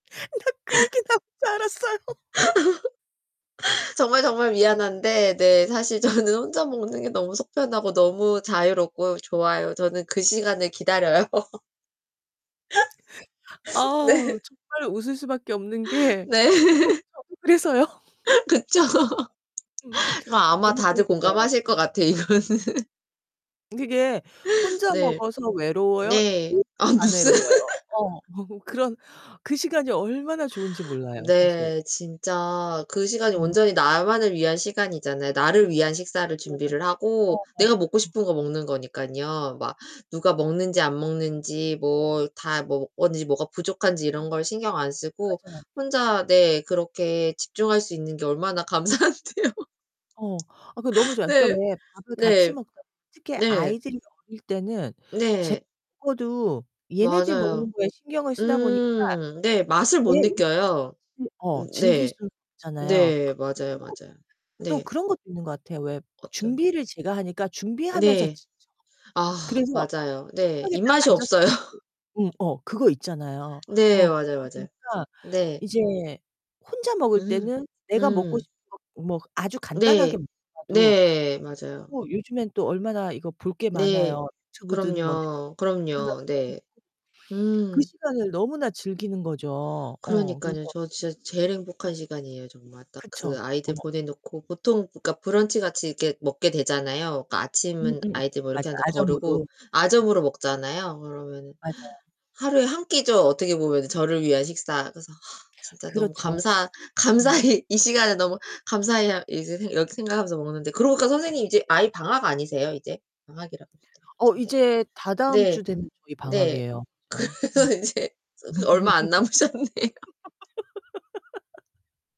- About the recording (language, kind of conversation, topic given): Korean, unstructured, 가족과 함께 식사할 때 가장 좋은 점은 무엇인가요?
- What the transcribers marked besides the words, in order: laughing while speaking: "나 그 얘기 나올 줄 알았어요"; laugh; tapping; laugh; laughing while speaking: "저는"; static; other background noise; laugh; distorted speech; laughing while speaking: "네"; laughing while speaking: "어 그쵸. 그래서요?"; laughing while speaking: "그쵸"; laugh; unintelligible speech; laughing while speaking: "이거는"; unintelligible speech; laughing while speaking: "무슨?"; laugh; laughing while speaking: "감사한데요. 네"; unintelligible speech; laughing while speaking: "없어요"; laughing while speaking: "감사히"; laughing while speaking: "그러면 이제"; laughing while speaking: "남으셨네요"; laugh